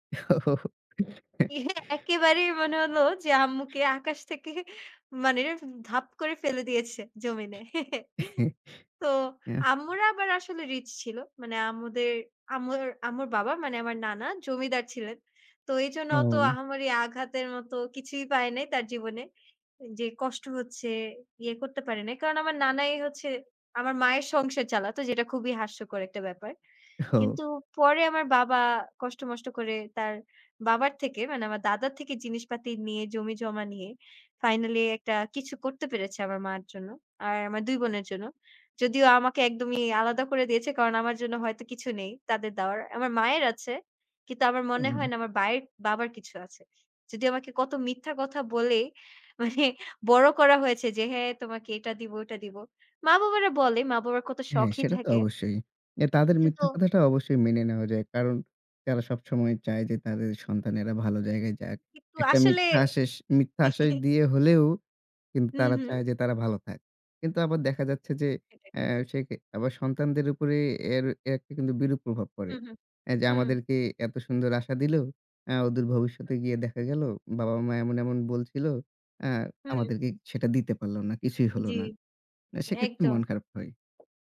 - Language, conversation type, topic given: Bengali, unstructured, আপনি কি মনে করেন মিথ্যা বলা কখনো ঠিক?
- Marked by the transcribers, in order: laugh; chuckle; laugh; tapping; "আমার" said as "এমার"; chuckle; tongue click